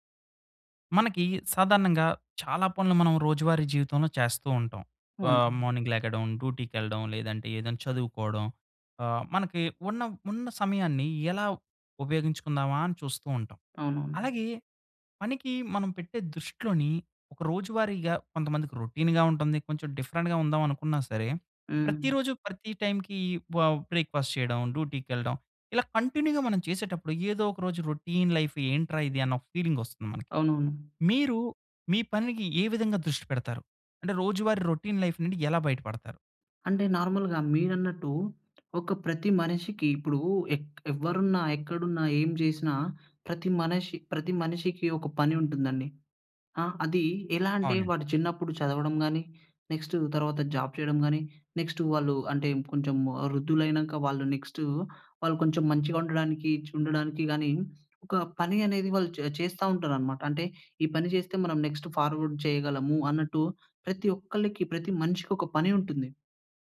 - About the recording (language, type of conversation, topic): Telugu, podcast, పనిపై దృష్టి నిలబెట్టుకునేందుకు మీరు పాటించే రోజువారీ రొటీన్ ఏమిటి?
- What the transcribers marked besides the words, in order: in English: "మార్నింగ్"; in English: "రొ‌టీన్‌గా"; in English: "డిఫరెంట్‌గా"; in English: "బ్రేక్‌ఫా‌స్ట్"; in English: "కంటిన్యూగా"; in English: "రొ‌టీన్ లైఫ్"; tapping; in English: "రొ‌టీన్ లైఫ్"; in English: "నార్మల్‌గా"; in English: "నెక్స్ట్"; in English: "జాబ్"; in English: "నెక్స్ట్"; in English: "నెక్స్ట్ ఫార్వాడ్"